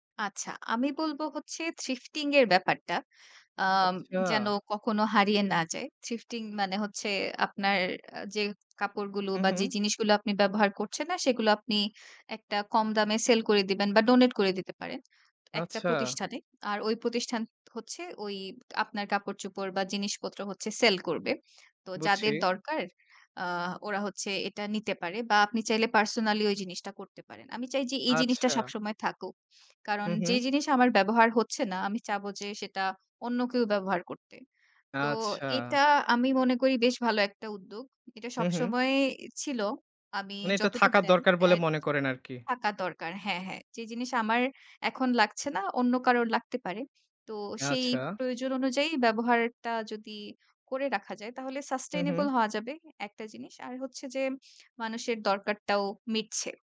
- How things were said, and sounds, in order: tapping; in English: "থ্রিফটিং"; other background noise; in English: "সাসটেইনেবল"
- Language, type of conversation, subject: Bengali, podcast, স্টাইলিংয়ে সোশ্যাল মিডিয়ার প্রভাব আপনি কেমন দেখেন?